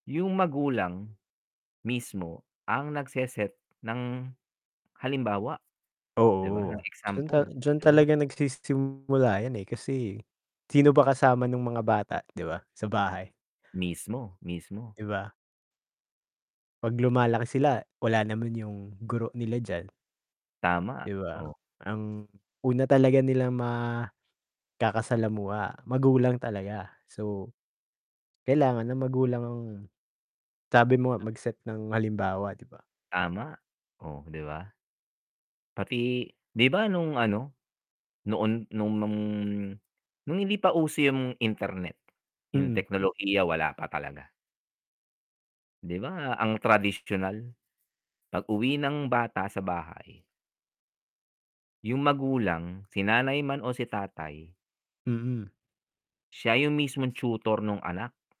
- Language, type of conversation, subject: Filipino, unstructured, Paano natin mahihikayat ang mga batang tamad mag-aral?
- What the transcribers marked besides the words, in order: static; tapping; distorted speech